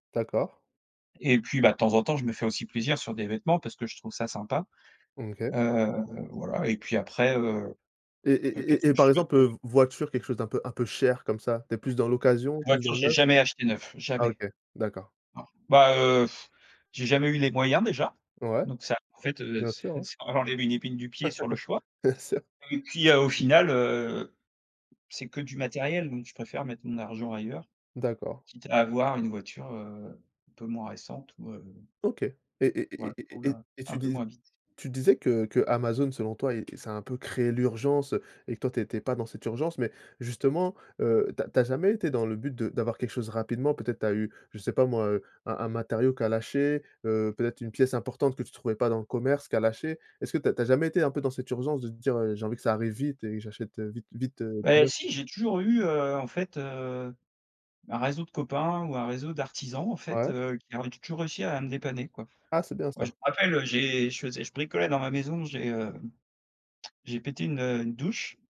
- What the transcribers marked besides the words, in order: tapping; blowing; laughing while speaking: "ça enlève"; laugh; laughing while speaking: "Bien sûr"; other background noise
- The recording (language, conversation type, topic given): French, podcast, Préfères-tu acheter neuf ou d’occasion, et pourquoi ?